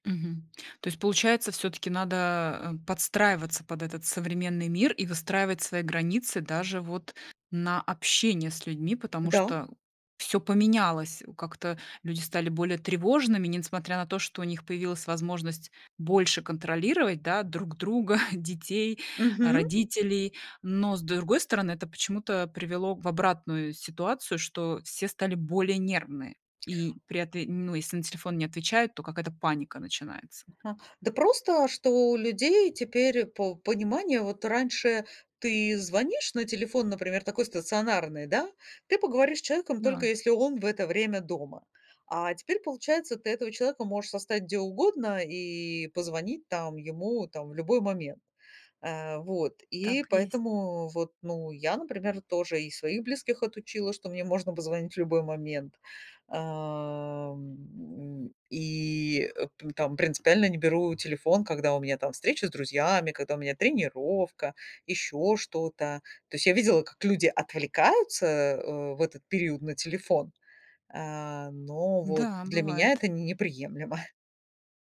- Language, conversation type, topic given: Russian, podcast, Что для тебя значит цифровой детокс и как ты его проводишь?
- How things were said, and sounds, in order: other background noise; laughing while speaking: "друга"; tapping; chuckle